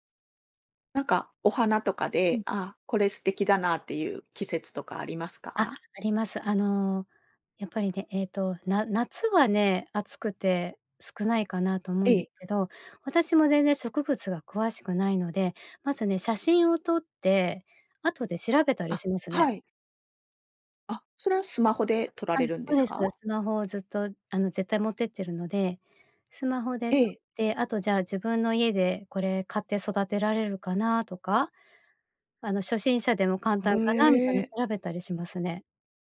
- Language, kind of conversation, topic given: Japanese, podcast, 散歩中に見つけてうれしいものは、どんなものが多いですか？
- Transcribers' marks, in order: none